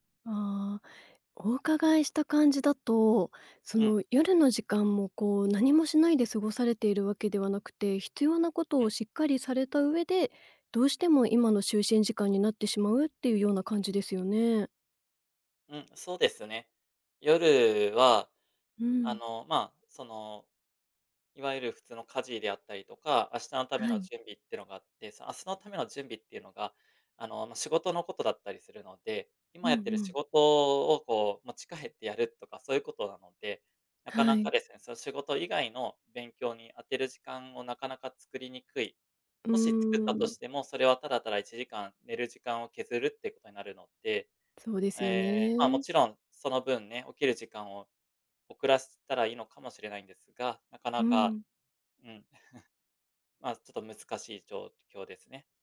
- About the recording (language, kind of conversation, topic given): Japanese, advice, 朝起きられず、早起きを続けられないのはなぜですか？
- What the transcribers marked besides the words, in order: chuckle